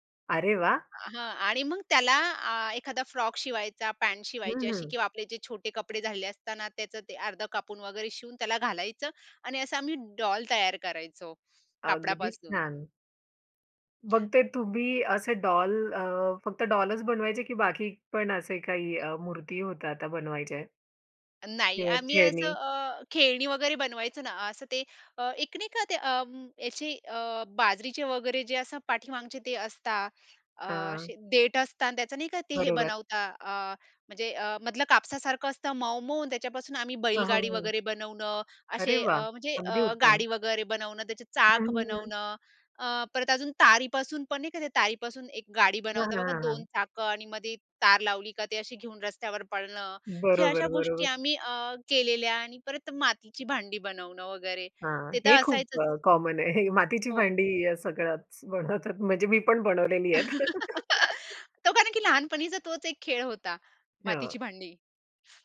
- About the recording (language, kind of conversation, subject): Marathi, podcast, लहानपणी तुम्ही स्वतःची खेळणी बनवली होती का?
- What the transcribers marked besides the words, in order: other background noise; tapping; other noise; in English: "कॉमन"; laughing while speaking: "हे"; laughing while speaking: "बनवतात"; laugh; chuckle